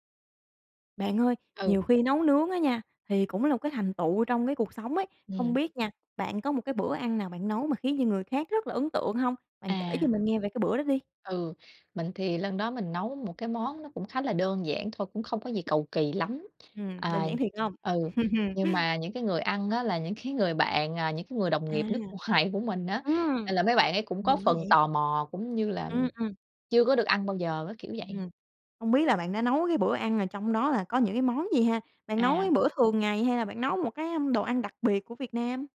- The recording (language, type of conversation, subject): Vietnamese, podcast, Bạn có thể kể về bữa ăn bạn nấu khiến người khác ấn tượng nhất không?
- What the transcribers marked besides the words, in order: tapping; chuckle; laughing while speaking: "ngoài"; other background noise